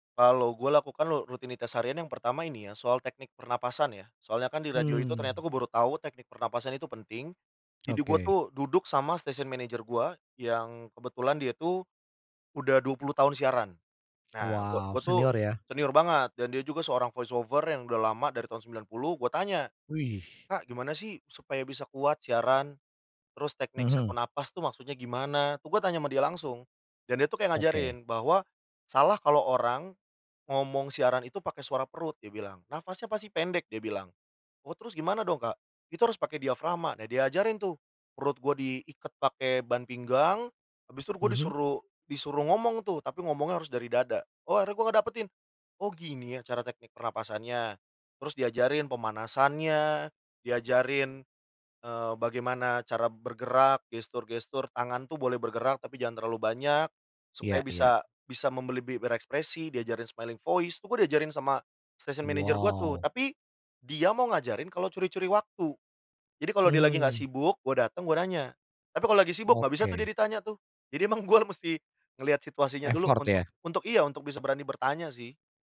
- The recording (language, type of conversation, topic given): Indonesian, podcast, Bagaimana kamu menemukan suara atau gaya kreatifmu sendiri?
- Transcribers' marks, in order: in English: "station manager"; in English: "voice over"; in English: "set on"; in English: "smiling voice"; in English: "station manager"; laughing while speaking: "gue"; in English: "Effort"